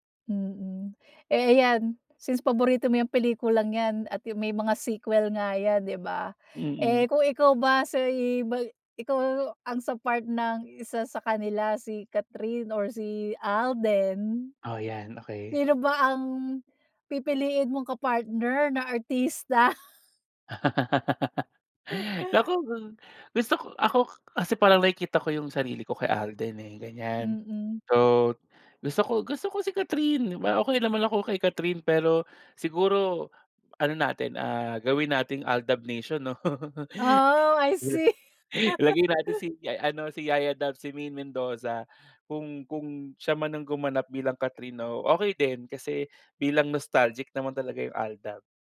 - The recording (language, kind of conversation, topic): Filipino, podcast, Ano ang paborito mong pelikula, at bakit ito tumatak sa’yo?
- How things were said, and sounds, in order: laugh; joyful: "Naku, gusto ko ako kasi … talaga yung AlDub"; laughing while speaking: "Naku, gusto ko ako"; laugh; laughing while speaking: "'no?"; laugh; joyful: "Oo, I see!"; laugh; in English: "nostalgic"